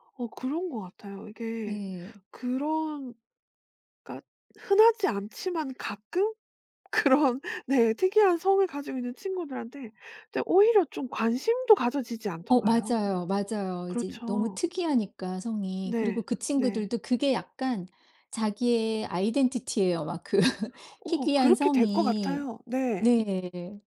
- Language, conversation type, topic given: Korean, podcast, 이름이나 성씨에 얽힌 이야기가 있으신가요?
- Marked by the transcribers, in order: other background noise; tapping; laughing while speaking: "그런"; in English: "아이덴티티예요"; laughing while speaking: "그"